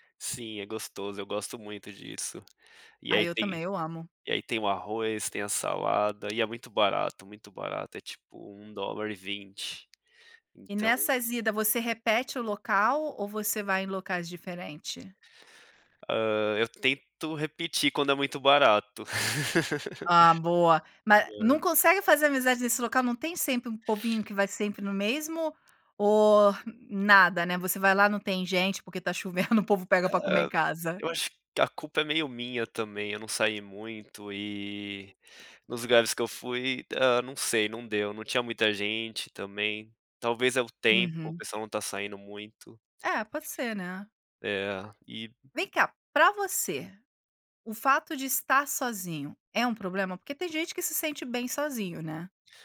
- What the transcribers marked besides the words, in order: chuckle
- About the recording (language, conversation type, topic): Portuguese, podcast, Quando você se sente sozinho, o que costuma fazer?